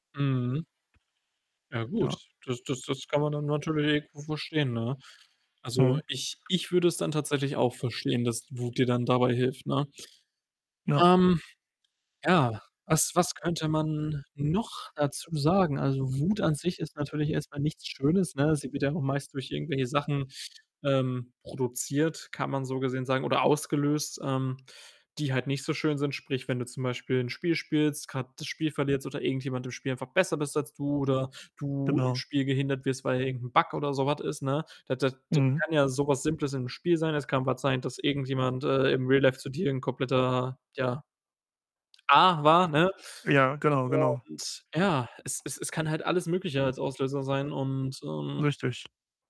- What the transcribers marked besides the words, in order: static; other background noise; distorted speech; in English: "Real Life"
- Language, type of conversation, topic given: German, unstructured, Wie gehst du mit Wut oder Frust um?